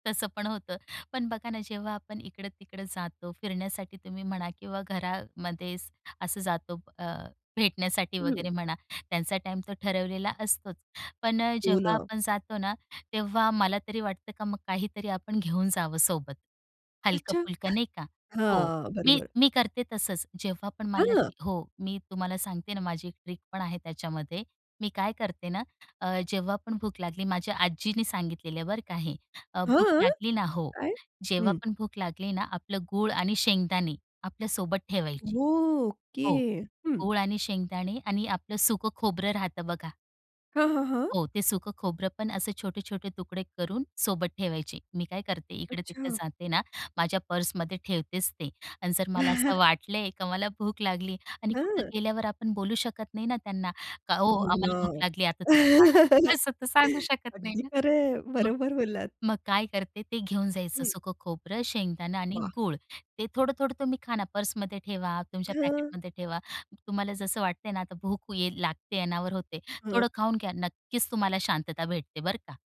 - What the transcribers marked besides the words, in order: other background noise; exhale; tapping; in English: "ट्रिक"; drawn out: "ओके"; laugh; laugh; laughing while speaking: "असं तर सांगू शकत नाही ना"; laughing while speaking: "बरोबर बोललात"; unintelligible speech
- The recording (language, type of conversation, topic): Marathi, podcast, खाण्यापूर्वी शरीराच्या भुकेचे संकेत कसे ओळखाल?